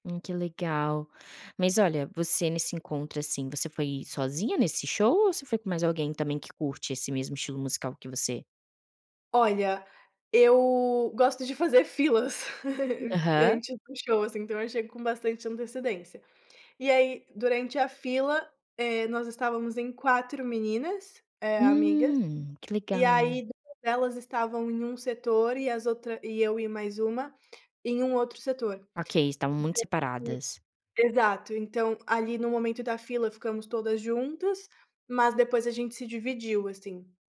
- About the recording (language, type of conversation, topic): Portuguese, podcast, Você já descobriu uma banda nova ao assistir a um show? Como foi?
- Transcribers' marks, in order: chuckle